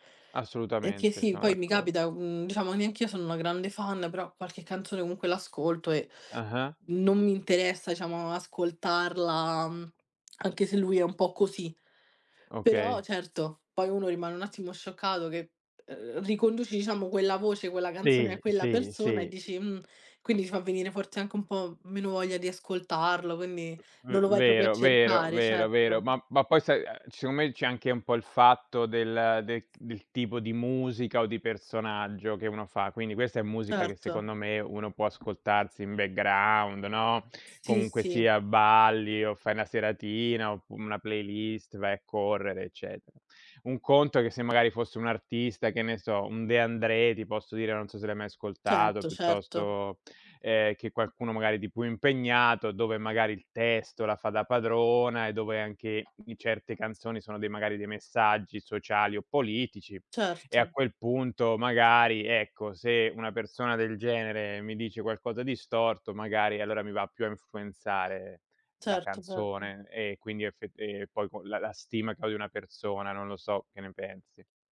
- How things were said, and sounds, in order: other background noise; "proprio" said as "propio"; tapping; in English: "background"
- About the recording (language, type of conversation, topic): Italian, unstructured, Come reagisci quando un cantante famoso fa dichiarazioni controverse?